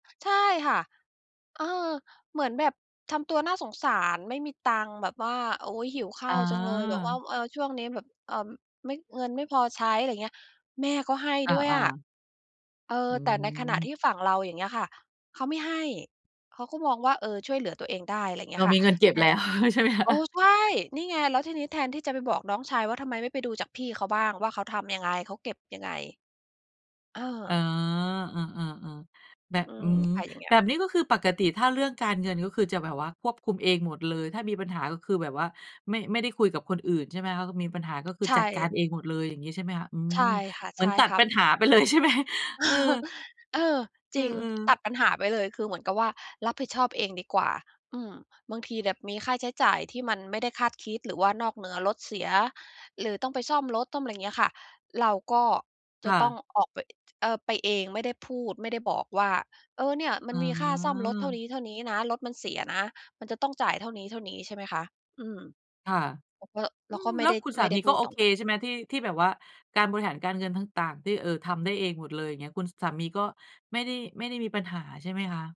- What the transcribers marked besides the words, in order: tapping; laughing while speaking: "แล้วใช่ไหมคะ ?"; laughing while speaking: "ไปเลย ใช่ไหม ?"; chuckle
- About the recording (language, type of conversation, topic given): Thai, advice, จะเริ่มคุยเรื่องการเงินกับคนในครอบครัวยังไงดีเมื่อฉันรู้สึกกังวลมาก?